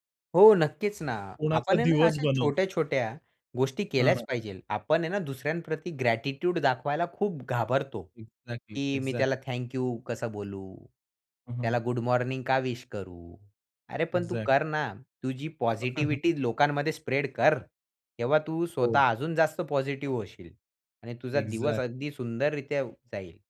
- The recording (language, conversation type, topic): Marathi, podcast, तुम्ही सकाळी ऊर्जा कशी टिकवता?
- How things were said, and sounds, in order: in English: "ग्रॅटिट्यूड"; in English: "एक्झॅक्टली, एक्झॅक्टली"; in English: "एक्झॅक्टली"; chuckle; in English: "स्प्रेड"; in English: "एक्झॅक्टली"